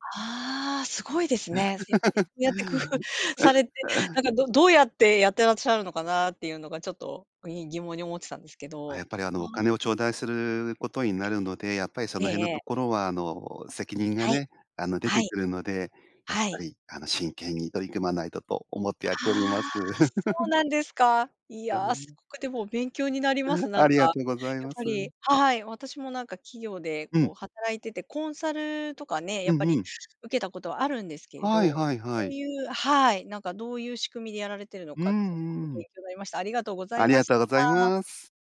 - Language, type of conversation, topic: Japanese, podcast, 質問をうまく活用するコツは何だと思いますか？
- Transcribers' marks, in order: laugh; laugh